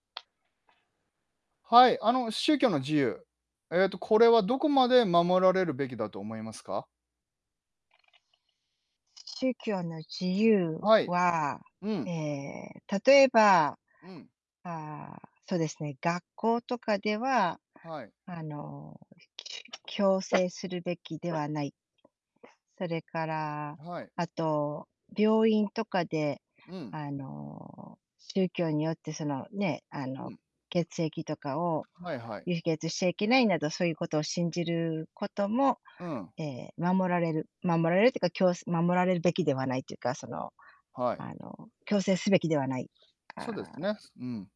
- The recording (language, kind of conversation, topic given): Japanese, unstructured, 宗教の自由はどこまで守られるべきだと思いますか？
- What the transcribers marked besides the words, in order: other background noise; distorted speech